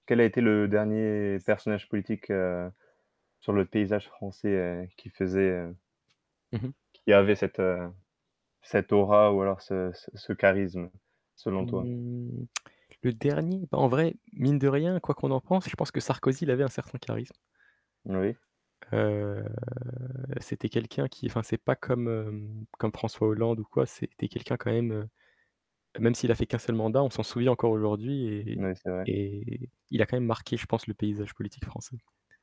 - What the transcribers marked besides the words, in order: static; tapping; tsk; drawn out: "Heu"; other background noise
- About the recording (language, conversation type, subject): French, unstructured, Comment définirais-tu un bon leader politique ?
- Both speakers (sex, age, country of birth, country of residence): male, 20-24, France, France; male, 25-29, France, France